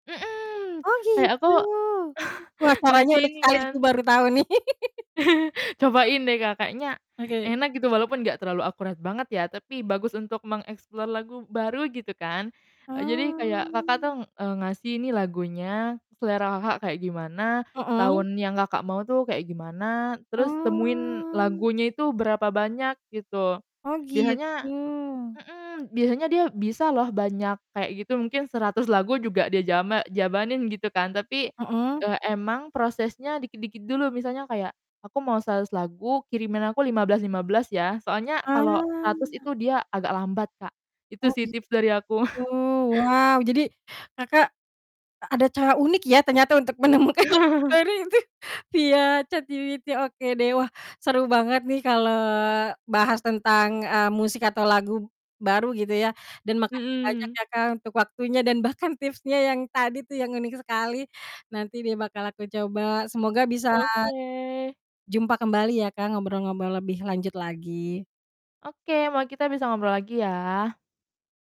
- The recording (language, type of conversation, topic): Indonesian, podcast, Bagaimana biasanya kamu menemukan lagu baru yang kamu suka?
- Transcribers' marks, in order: static; chuckle; laugh; chuckle; drawn out: "Oh"; drawn out: "Oh"; distorted speech; chuckle; laughing while speaking: "menemukan"; unintelligible speech; laugh